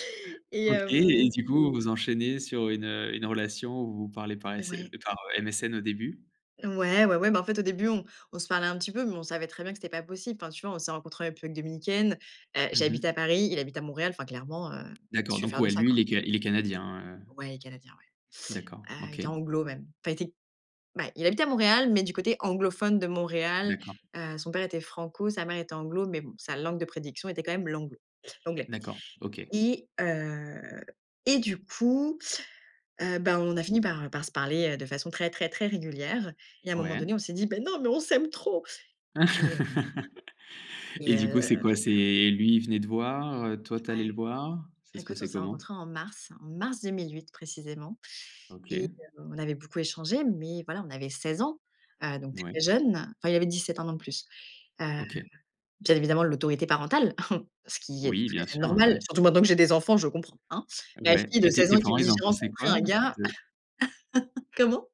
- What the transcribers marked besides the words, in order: put-on voice: "Mais non, mais on s'aime trop"; laugh; chuckle; laugh
- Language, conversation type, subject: French, podcast, Quel choix a défini la personne que tu es aujourd’hui ?